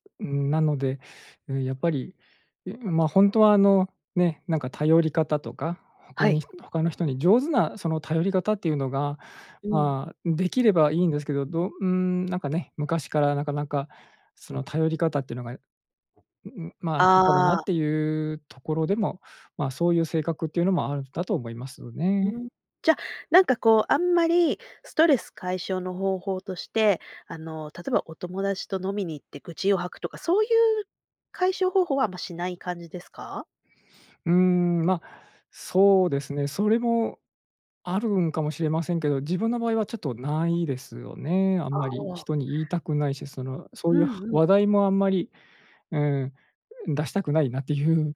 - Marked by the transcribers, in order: other background noise; tapping; other noise
- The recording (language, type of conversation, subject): Japanese, podcast, ストレスがたまったとき、普段はどのように対処していますか？